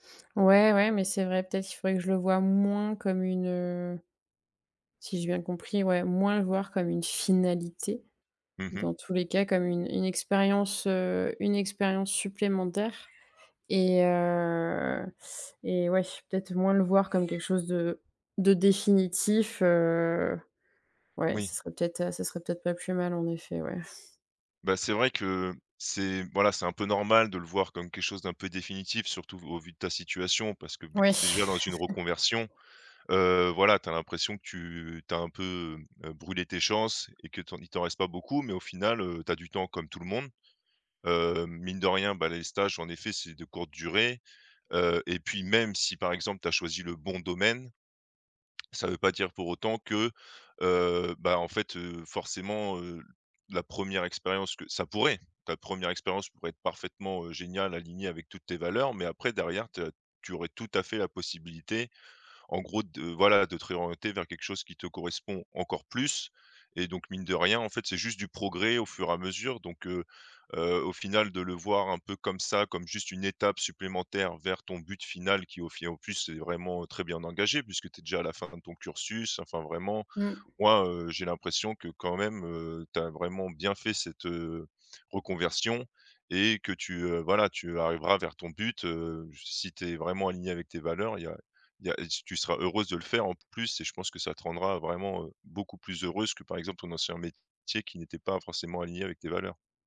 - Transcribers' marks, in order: stressed: "finalité"; drawn out: "heu"; laugh; tapping; stressed: "bon domaine"
- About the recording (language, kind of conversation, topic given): French, advice, Comment la procrastination vous empêche-t-elle d’avancer vers votre but ?